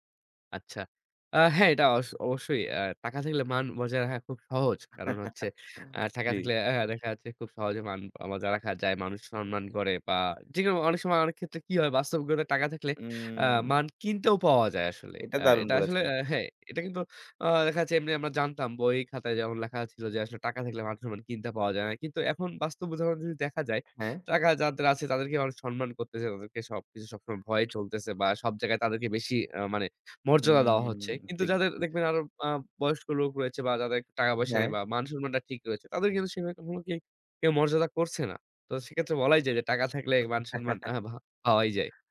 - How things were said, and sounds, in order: "রাখা" said as "রাহা"; bird; chuckle; unintelligible speech; tapping; other background noise; chuckle
- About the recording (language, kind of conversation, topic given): Bengali, podcast, টাকা আর জীবনের অর্থের মধ্যে আপনার কাছে কোনটি বেশি গুরুত্বপূর্ণ?